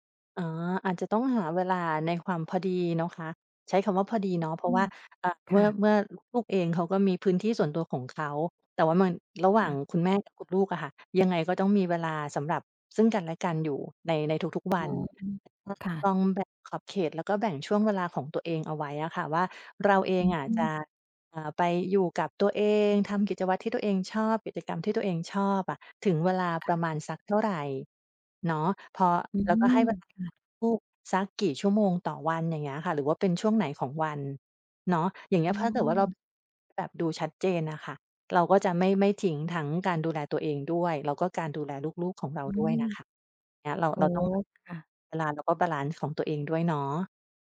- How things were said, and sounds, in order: other noise; tapping; unintelligible speech; unintelligible speech; drawn out: "อืม"; "บาลันซ์" said as "บาลาน"
- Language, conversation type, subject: Thai, advice, คุณรับมือกับความรู้สึกว่างเปล่าและไม่มีเป้าหมายหลังจากลูกโตแล้วอย่างไร?